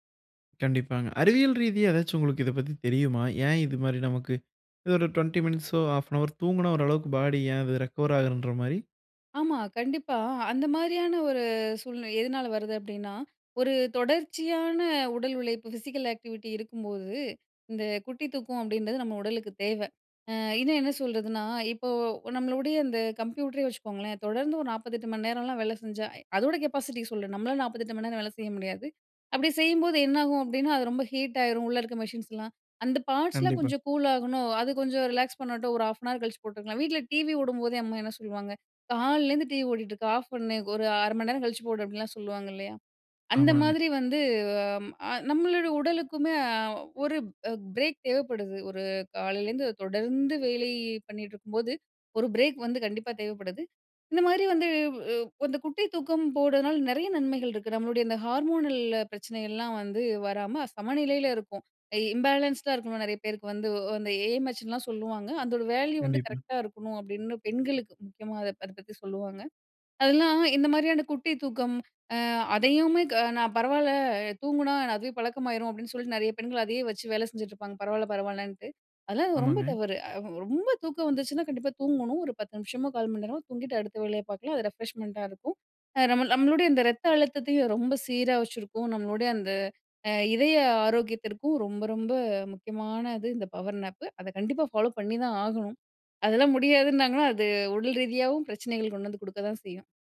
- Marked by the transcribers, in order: other background noise; in English: "டுவென்டி மினிட்ஸோ ஹாஃப்பனாரோ"; in English: "ரெக்கவர்"; in English: "ஃபிசிக்கல் ஆக்டிவிட்டி"; in English: "கெப்பாசிட்டி"; in English: "பார்ட்ஸ்லாம்"; in English: "ஹாஃப்னார்"; in English: "பிரேக்"; in English: "பிரேக்"; in English: "ஹார்மோனல்"; in English: "இம்பேலன்ஸ்டா"; in English: "ஏ.எம்.எச்"; in English: "வேல்யூ"; in English: "ரெஃப்ரெஷ்மெண்ட்டா"; in English: "பவர் நேப்பு"; in English: "ஃபாலோ"
- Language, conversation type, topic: Tamil, podcast, சிறு தூக்கம் உங்களுக்கு எப்படிப் பயனளிக்கிறது?